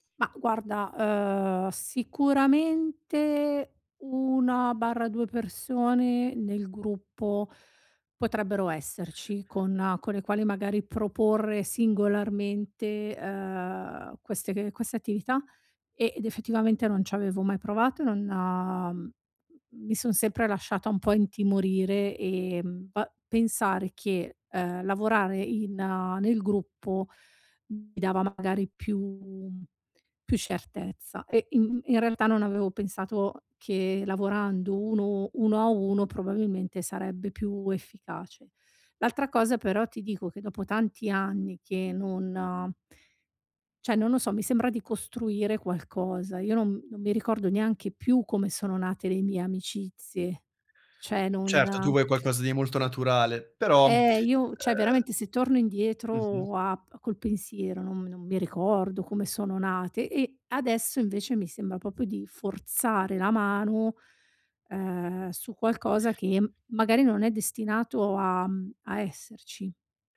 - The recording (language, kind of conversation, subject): Italian, advice, Come posso integrarmi in un nuovo gruppo di amici senza sentirmi fuori posto?
- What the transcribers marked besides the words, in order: other background noise; "certezza" said as "scertezza"; "cioè" said as "ceh"; "Cioè" said as "ceh"; "cioè" said as "ceh"; "proprio" said as "propo"